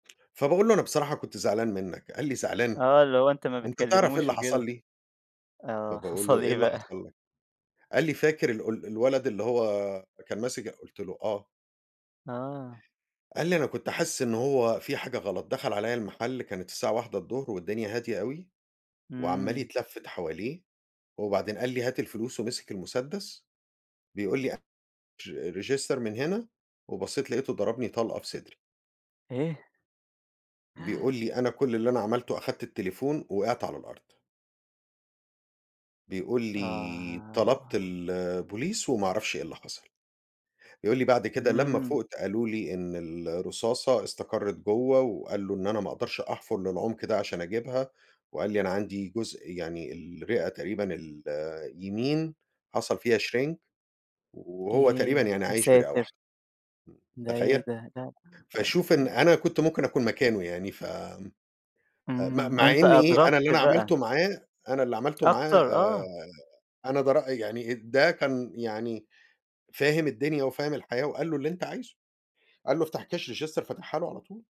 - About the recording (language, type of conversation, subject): Arabic, podcast, إزاي بتحسّ بالأمان وإنت لوحدك في بلد غريبة؟
- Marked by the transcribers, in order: tapping; laughing while speaking: "حصل إيه بقى؟"; in English: "register"; gasp; in English: "shrink"; unintelligible speech; in English: "register"